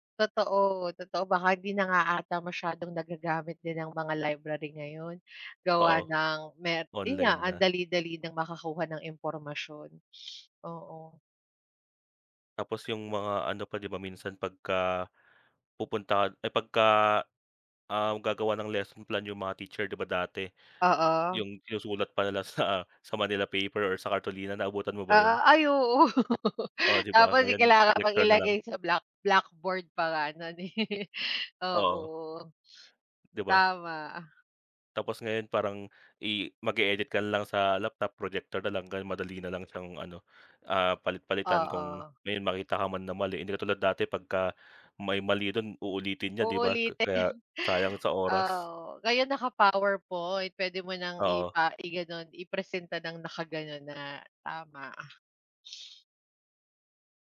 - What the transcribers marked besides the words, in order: sniff; laughing while speaking: "sa"; chuckle; other background noise; chuckle; tapping; sniff
- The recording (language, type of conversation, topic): Filipino, unstructured, Paano mo nakikita ang magiging kinabukasan ng teknolohiya sa Pilipinas?